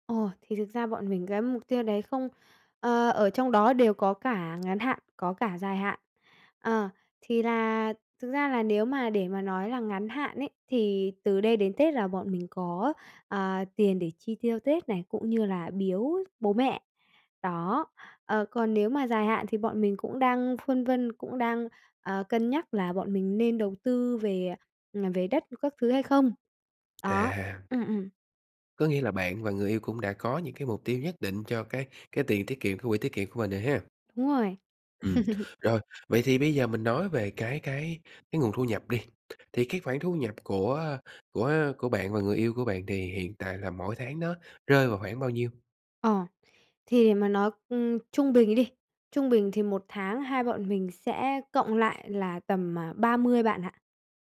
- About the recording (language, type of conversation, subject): Vietnamese, advice, Làm thế nào để cải thiện kỷ luật trong chi tiêu và tiết kiệm?
- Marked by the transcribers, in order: tapping; other background noise; chuckle